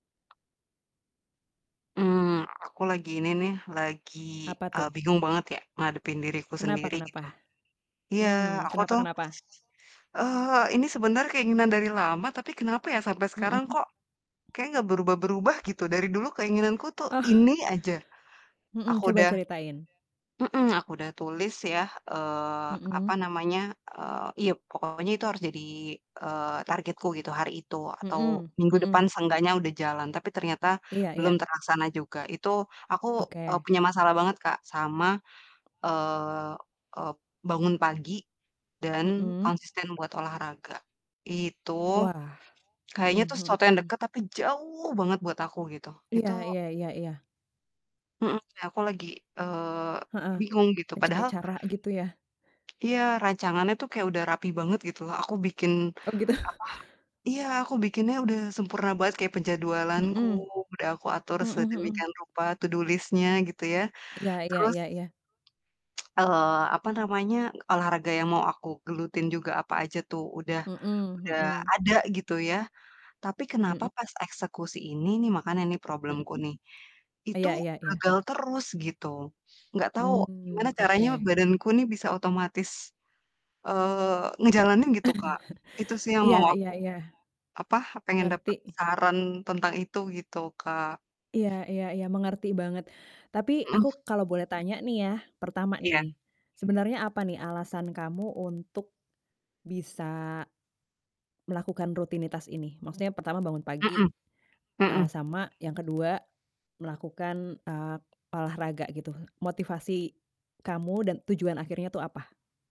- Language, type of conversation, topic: Indonesian, advice, Bagaimana cara agar saya bisa lebih mudah bangun pagi dan konsisten berolahraga?
- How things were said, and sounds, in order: tapping; static; distorted speech; other background noise; chuckle; stressed: "ini"; stressed: "jauh"; mechanical hum; laughing while speaking: "Oh, gitu"; chuckle; in English: "to do list-nya"; tsk; chuckle; background speech